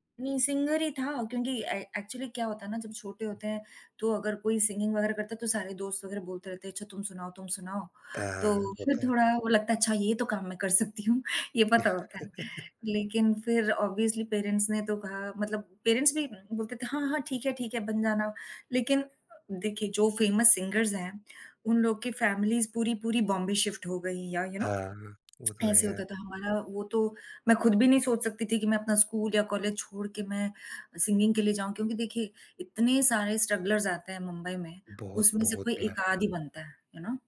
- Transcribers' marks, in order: in English: "सिंगर"; in English: "ए एक्चुअली"; in English: "सिंगिंग"; chuckle; laughing while speaking: "ये पता होता है"; in English: "ऑब्वियसली पेरेंट्स"; in English: "पेरेंट्स"; in English: "फेमस सिंगर्स"; in English: "फैमिलीज़"; in English: "शिफ्ट"; in English: "यू नो"; tapping; other background noise; in English: "सिंगिंग"; in English: "स्ट्रगलर्स"; in English: "यू नो"
- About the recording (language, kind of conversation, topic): Hindi, unstructured, जब आपके भविष्य के सपने पूरे नहीं होते हैं, तो आपको कैसा महसूस होता है?